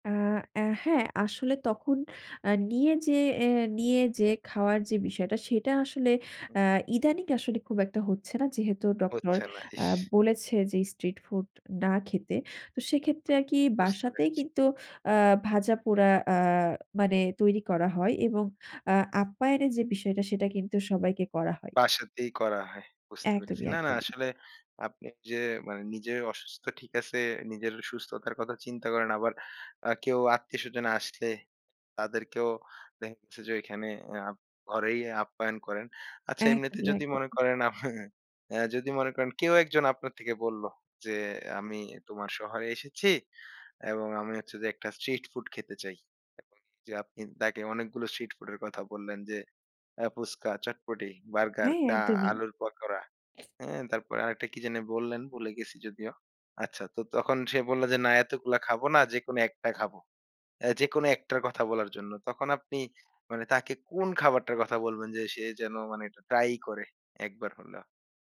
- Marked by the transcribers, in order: other background noise; laughing while speaking: "অ্যাঁ"; "তাকে" said as "দেকে"
- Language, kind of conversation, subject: Bengali, podcast, তোমার শহরের কোন জনপ্রিয় রাস্তার খাবারটি তোমার সবচেয়ে ভালো লেগেছে এবং কেন?